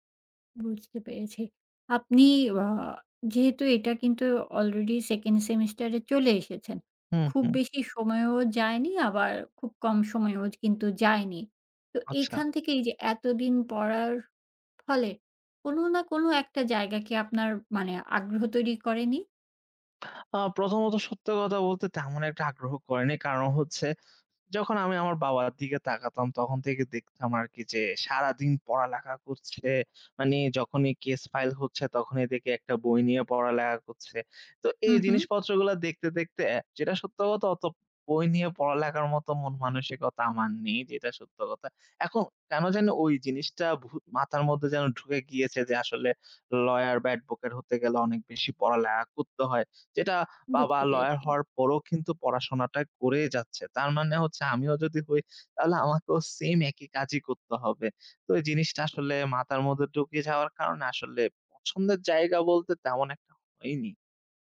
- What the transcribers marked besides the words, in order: in English: "কেস ফাইল"; "পড়ালেখা" said as "পড়ালেয়া"
- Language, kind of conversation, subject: Bengali, advice, পরিবারের প্রত্যাশা মানিয়ে চলতে গিয়ে কীভাবে আপনার নিজের পরিচয় চাপা পড়েছে?